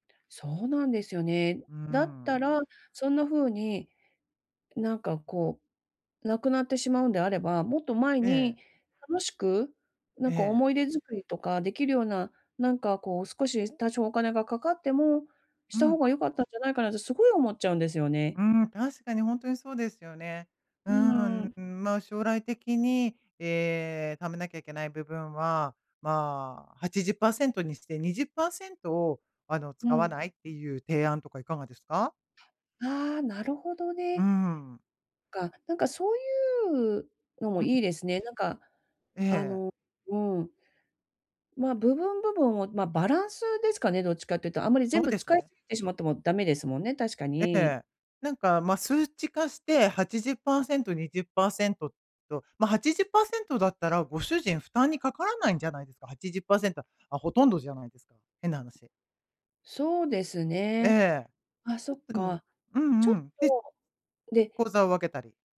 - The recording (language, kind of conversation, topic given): Japanese, advice, 長期計画がある中で、急な変化にどう調整すればよいですか？
- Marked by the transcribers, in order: tapping